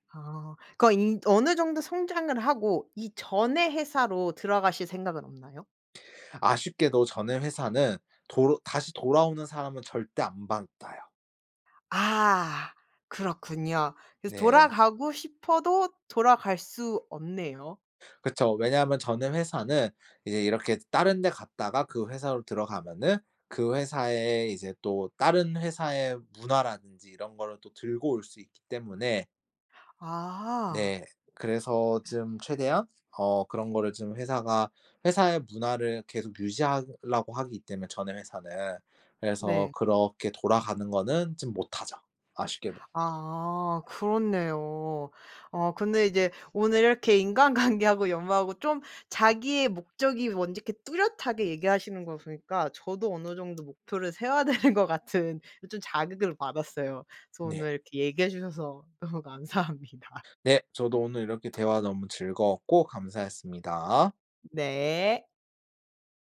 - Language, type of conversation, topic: Korean, podcast, 직업을 바꾸게 된 계기는 무엇이었나요?
- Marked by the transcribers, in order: laughing while speaking: "인간관계하고"; tapping; laughing while speaking: "되는 것"; laughing while speaking: "너무 감사합니다"